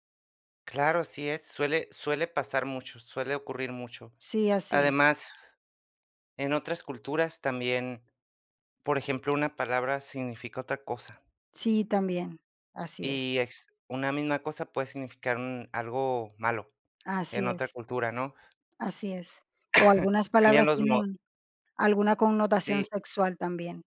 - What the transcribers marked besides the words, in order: tapping; cough
- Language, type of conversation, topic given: Spanish, podcast, ¿Tienes miedo de que te juzguen cuando hablas con franqueza?